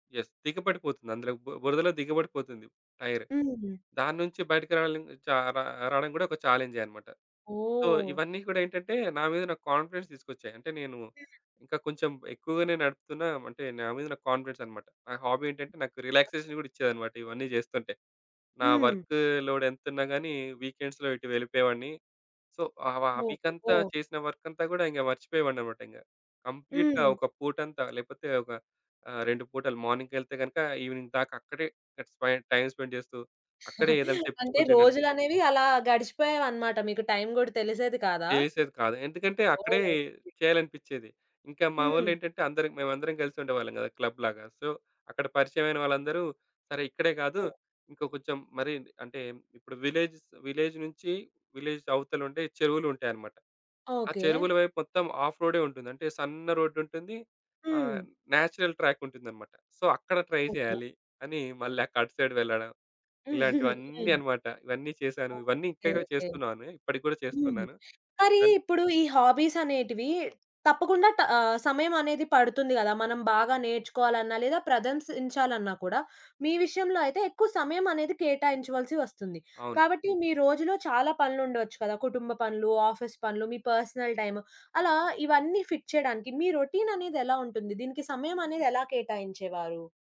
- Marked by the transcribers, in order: in English: "యెస్"; in English: "సో"; in English: "కాన్ఫిడెన్స్"; in English: "హాబీ"; tapping; in English: "రిలాక్సేషన్"; in English: "వీకెండ్స్‌లో"; in English: "సో"; in English: "కంప్లీట్‌గా"; in English: "మార్నింగ్‌కెళ్తే"; in English: "ఈవెనింగ్"; in English: "టైమ్ స్పెండ్"; chuckle; in English: "క్లబ్"; in English: "సో"; in English: "విలేజ్స్, విలేజ్"; in English: "విలేజ్"; in English: "హాఫ్"; in English: "నాచురల్"; in English: "సో"; in English: "ట్రై"; in English: "సైడ్"; chuckle; in English: "ఆఫీస్"; in English: "పర్సనల్"; in English: "ఫిట్"
- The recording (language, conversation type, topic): Telugu, podcast, మీరు ఎక్కువ సమయం కేటాయించే హాబీ ఏది?